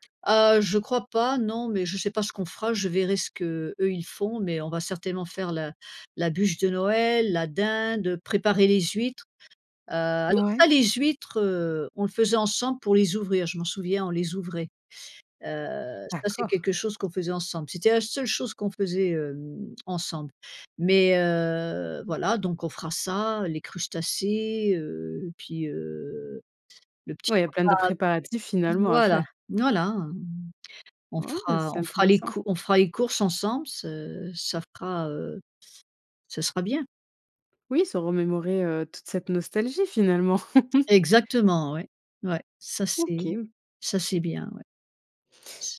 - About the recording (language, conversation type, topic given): French, podcast, Que t’évoque la cuisine de chez toi ?
- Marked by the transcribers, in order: laugh